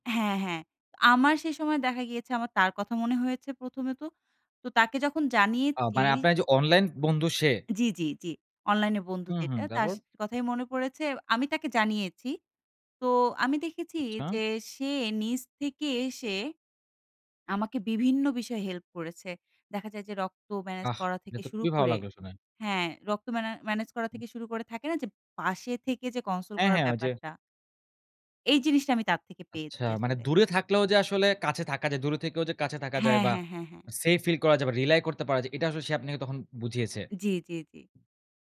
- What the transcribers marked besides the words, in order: in English: "console"; in English: "রিলাই"
- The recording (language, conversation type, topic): Bengali, podcast, অনলাইনে তৈরি বন্ধুত্ব কি বাস্তবের মতো গভীর হতে পারে?